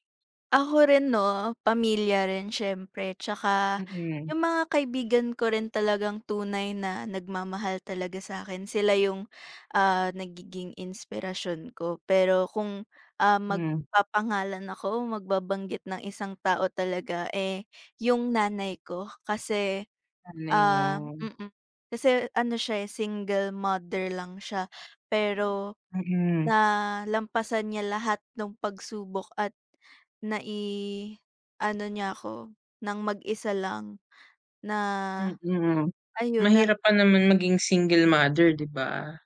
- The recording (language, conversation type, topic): Filipino, unstructured, Ano ang paborito mong gawin upang manatiling ganado sa pag-abot ng iyong pangarap?
- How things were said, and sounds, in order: tapping